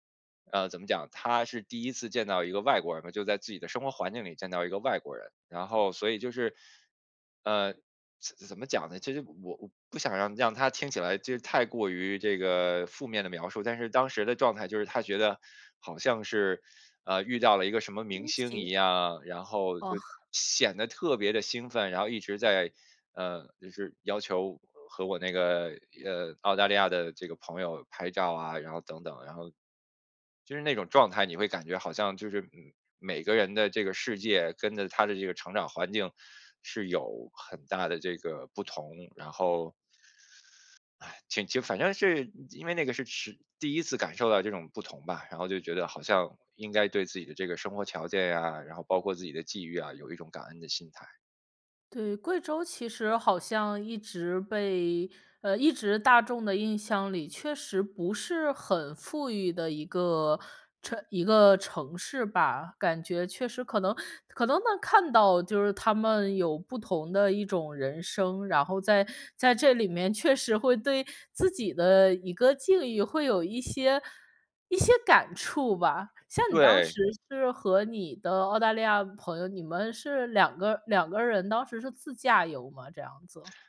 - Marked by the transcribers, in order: other background noise; chuckle; sigh
- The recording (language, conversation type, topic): Chinese, podcast, 哪一次旅行让你更懂得感恩或更珍惜当下？